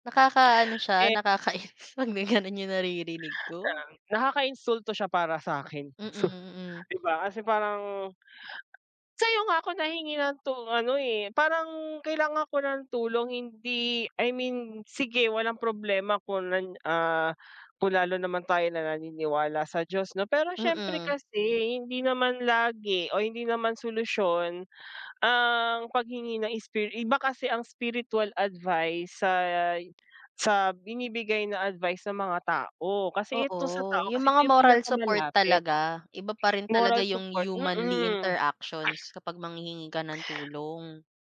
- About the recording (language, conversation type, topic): Filipino, unstructured, Ano ang masasabi mo tungkol sa paghingi ng tulong para sa kalusugang pangkaisipan?
- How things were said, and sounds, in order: chuckle; in English: "humanly interactions"; other noise